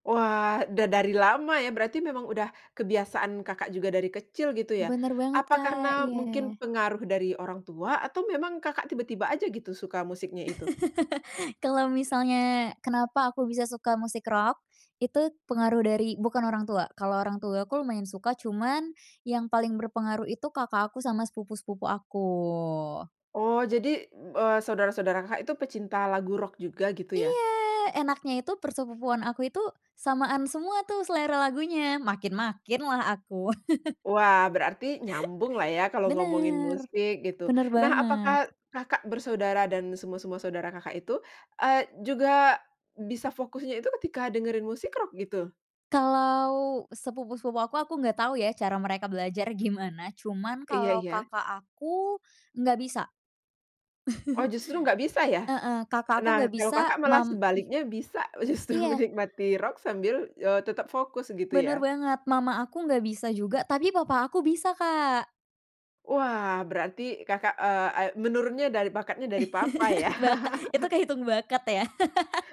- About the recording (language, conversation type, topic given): Indonesian, podcast, Musik seperti apa yang membuat kamu lebih fokus atau masuk ke dalam alur kerja?
- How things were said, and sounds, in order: tapping; chuckle; drawn out: "aku"; chuckle; chuckle; laughing while speaking: "justru"; chuckle; laugh